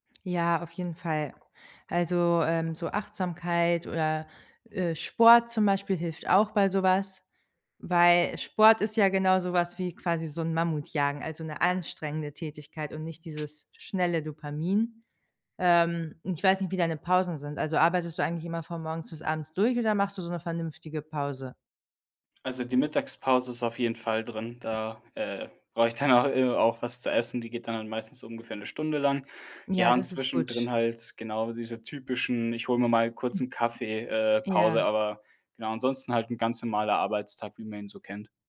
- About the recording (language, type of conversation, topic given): German, advice, Wie raubt dir ständiges Multitasking Produktivität und innere Ruhe?
- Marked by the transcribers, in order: other background noise; other noise